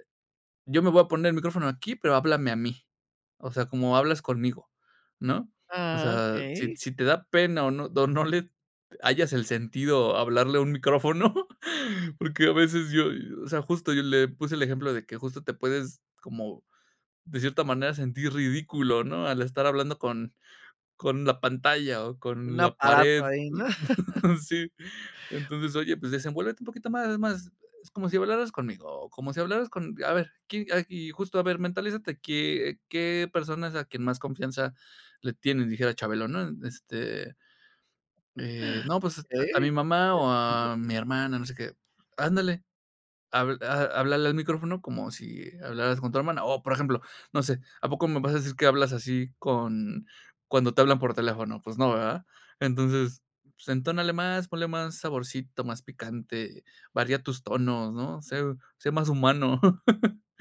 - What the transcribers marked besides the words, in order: other background noise; laughing while speaking: "o no le"; chuckle; chuckle; other noise; giggle
- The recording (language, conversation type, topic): Spanish, podcast, ¿Qué consejos darías a alguien que quiere compartir algo por primera vez?